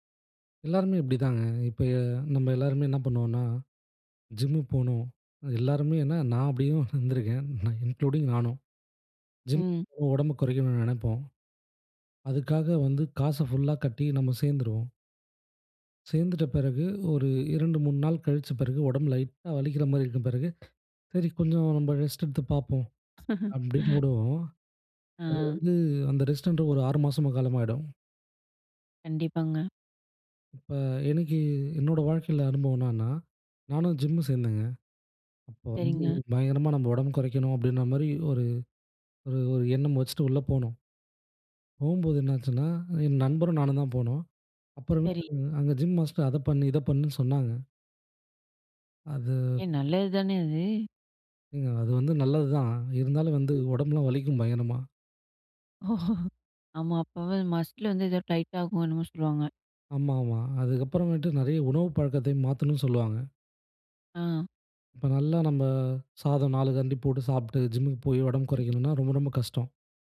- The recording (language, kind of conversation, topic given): Tamil, podcast, ஒரு பழக்கத்தை உடனே மாற்றலாமா, அல்லது படிப்படியாக மாற்றுவது நல்லதா?
- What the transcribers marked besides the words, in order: laughing while speaking: "நான் அப்படியும் வந்துருக்கேன்"; in English: "இன்க்ளூடிங்"; in English: "ரெஸ்ட்"; laugh; in English: "ரெஸ்ட்டென்ற"; in English: "ஜிம்"; unintelligible speech; in English: "ஜிம் மாஸ்டர்"; drawn out: "அது"; other noise; chuckle; in English: "மசில்"; in English: "ஜிம்க்கு"